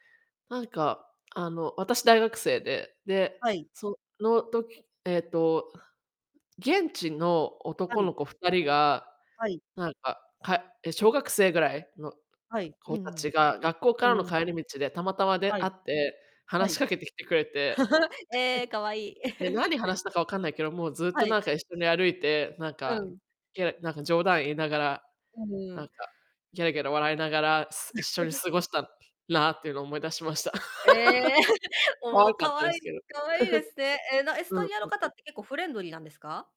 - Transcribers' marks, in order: chuckle; chuckle; chuckle; laugh; chuckle
- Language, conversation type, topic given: Japanese, unstructured, 旅先での人との出会いはいかがでしたか？
- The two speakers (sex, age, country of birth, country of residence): female, 35-39, Japan, Japan; female, 35-39, Japan, United States